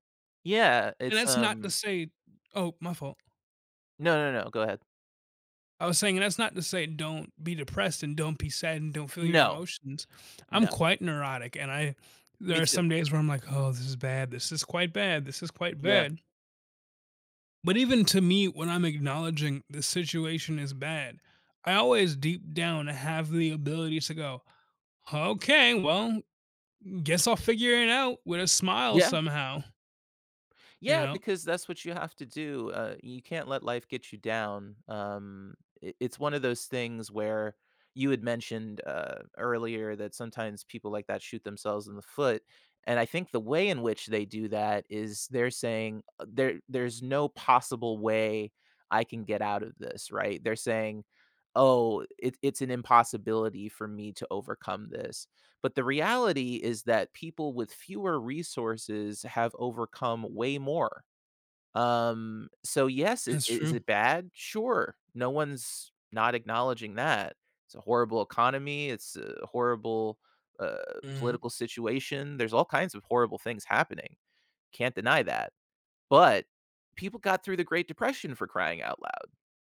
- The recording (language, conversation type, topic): English, unstructured, How can we use shared humor to keep our relationship close?
- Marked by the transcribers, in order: none